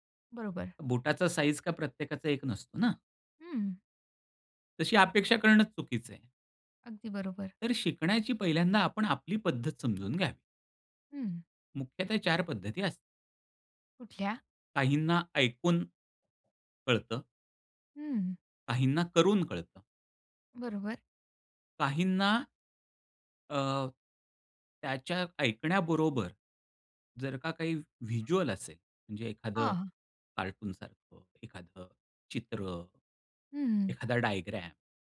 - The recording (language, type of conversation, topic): Marathi, podcast, स्वतःच्या जोरावर एखादी नवीन गोष्ट शिकायला तुम्ही सुरुवात कशी करता?
- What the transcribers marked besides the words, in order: tapping; other background noise; in English: "व्हिज्युअल"; in English: "डायग्राम"